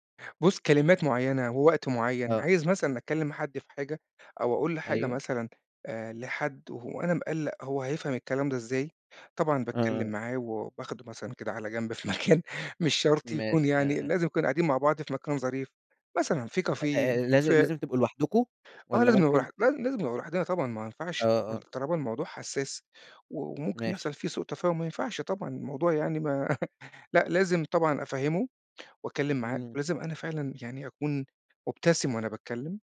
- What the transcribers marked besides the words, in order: laughing while speaking: "في مكان"; in French: "كافيه"; chuckle
- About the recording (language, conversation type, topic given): Arabic, podcast, إزاي بتوازن بين الصراحة والاحترام؟